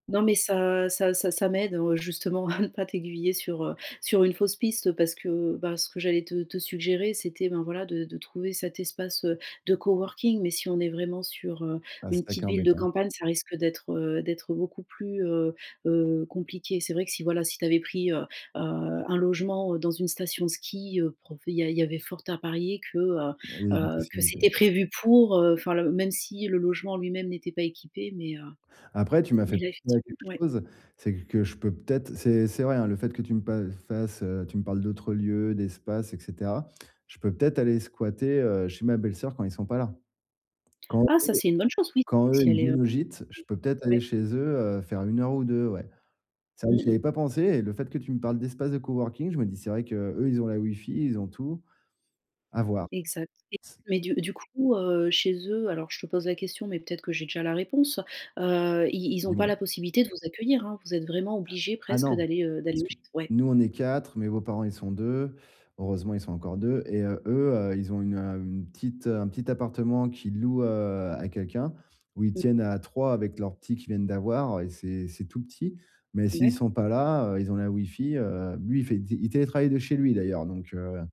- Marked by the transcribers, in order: in English: "coworking"; other background noise; in English: "coworking"; tapping
- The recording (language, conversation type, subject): French, advice, Comment profiter des vacances même avec peu de temps ?